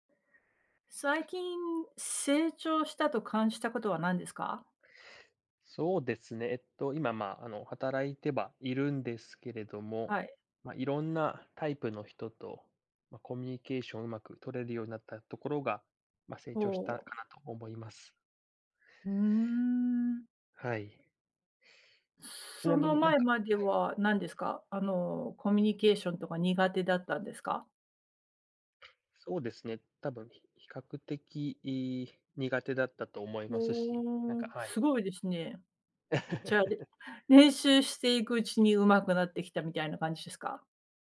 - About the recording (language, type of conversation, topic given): Japanese, unstructured, 最近、自分が成長したと感じたことは何ですか？
- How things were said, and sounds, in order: other background noise; tapping; drawn out: "ふーん"; "コミュニケーション" said as "コミニケーション"; laugh